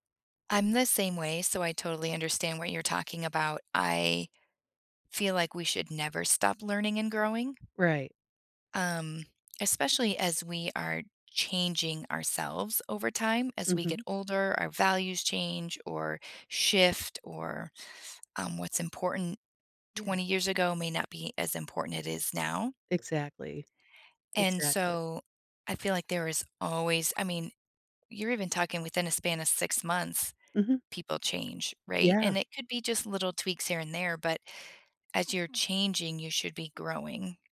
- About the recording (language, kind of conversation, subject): English, unstructured, How has conflict unexpectedly brought people closer?
- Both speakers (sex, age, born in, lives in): female, 45-49, United States, United States; female, 50-54, United States, United States
- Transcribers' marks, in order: other background noise